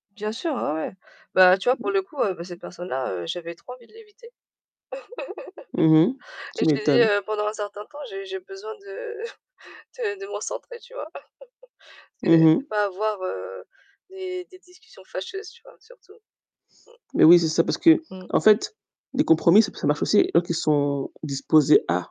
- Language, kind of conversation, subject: French, unstructured, Comment trouves-tu un compromis quand tu es en désaccord avec un proche ?
- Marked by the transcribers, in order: unintelligible speech; chuckle; tapping; chuckle; static; drawn out: "sont"; stressed: "à"